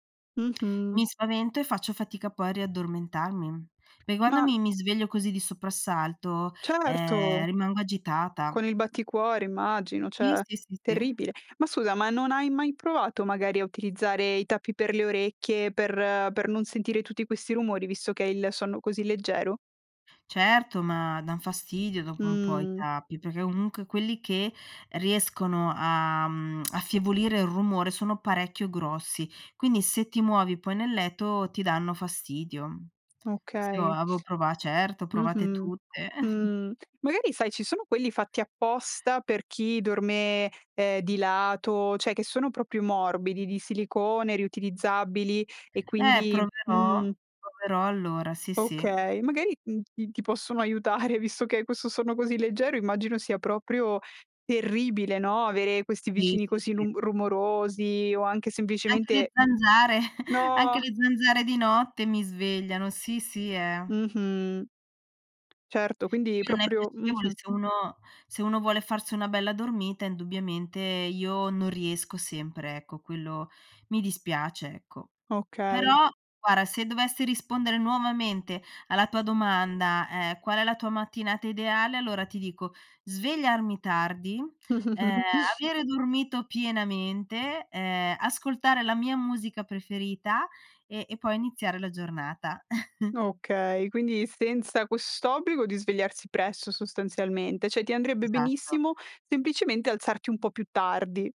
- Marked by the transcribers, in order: other background noise; "Perché" said as "peche"; "cioè" said as "ceh"; chuckle; "cioè" said as "ceh"; tapping; laughing while speaking: "aiutare"; chuckle; drawn out: "No"; "guarda" said as "guara"; chuckle; chuckle; "cioè" said as "ceh"
- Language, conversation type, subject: Italian, podcast, Cosa non può mancare nella tua mattina ideale?